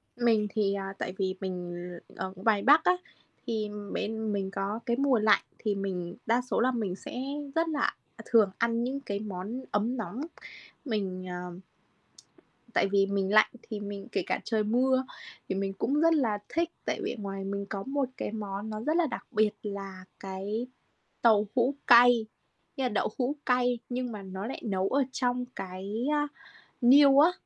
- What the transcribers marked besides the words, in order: static; other background noise; tapping
- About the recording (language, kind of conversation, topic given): Vietnamese, unstructured, Bữa ăn nào sẽ là hoàn hảo nhất cho một ngày mưa?
- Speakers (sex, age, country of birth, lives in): female, 20-24, Vietnam, Vietnam; female, 30-34, Vietnam, Vietnam